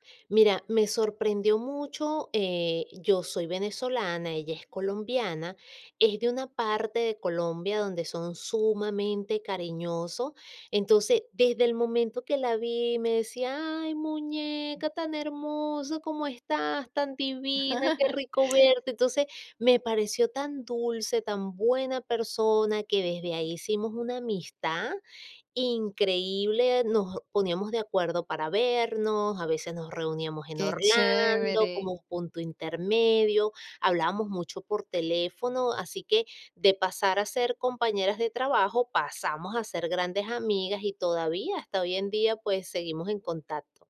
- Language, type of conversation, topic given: Spanish, podcast, ¿Has llevado alguna amistad digital a un encuentro en persona y cómo fue?
- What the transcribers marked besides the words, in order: laugh; other background noise